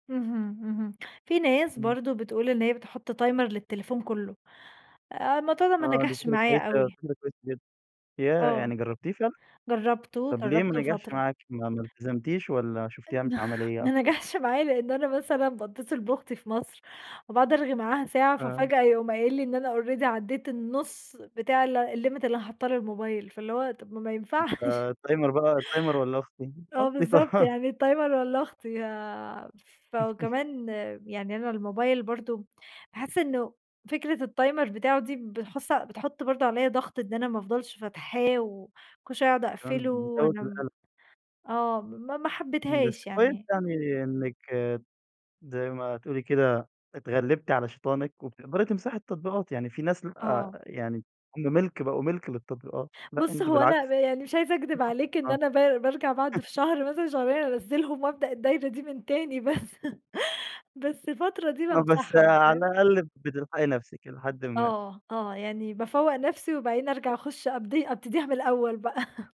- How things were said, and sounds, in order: in English: "timer"; tapping; chuckle; in English: "already"; in English: "ال limit"; other background noise; in English: "ال timer"; in English: "ال timer"; laughing while speaking: "ما ينفعش"; laughing while speaking: "طبعًا"; chuckle; in English: "ال timer"; chuckle; in English: "ال timer"; unintelligible speech; laughing while speaking: "بارجع بعد في شهر مثلًا … من تاني بس"; chuckle; chuckle; unintelligible speech; laughing while speaking: "الأول بقى"
- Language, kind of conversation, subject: Arabic, podcast, إيه رأيك في السوشيال ميديا وتأثيرها علينا؟